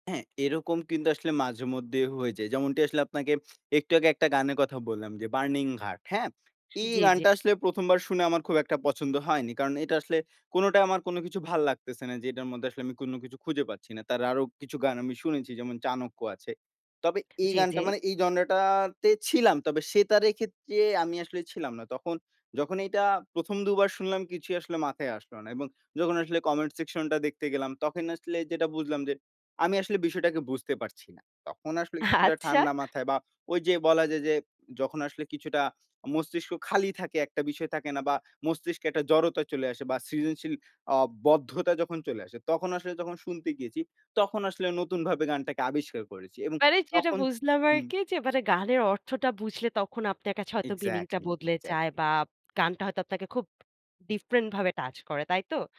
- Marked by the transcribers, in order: laughing while speaking: "আচ্ছা"; laughing while speaking: "মানে যেটা বুঝলাম আর কি যে"
- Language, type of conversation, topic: Bengali, podcast, কোন ধরনের গান শুনলে তুমি মানসিক স্বস্তি পাও?